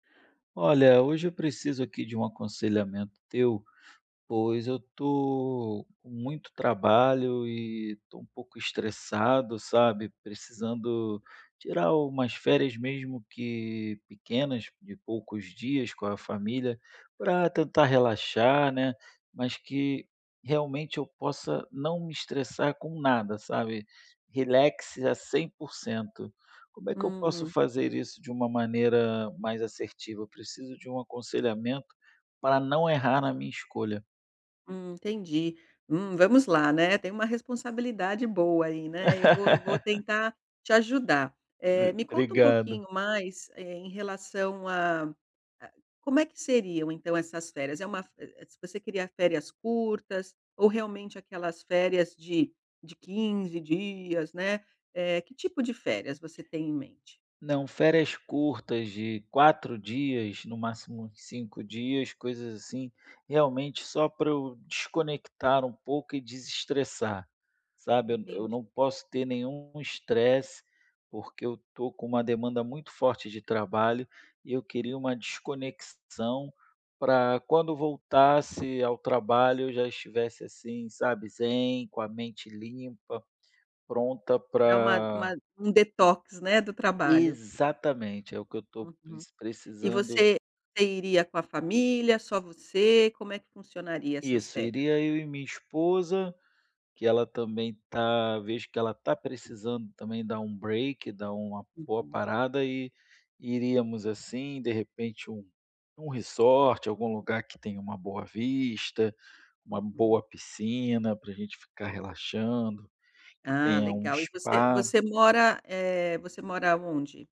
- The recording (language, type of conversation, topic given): Portuguese, advice, Como planejar férias curtas para relaxar sem estresse?
- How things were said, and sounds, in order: laugh; unintelligible speech; tapping; in English: "detox"; in English: "break"; in English: "resort"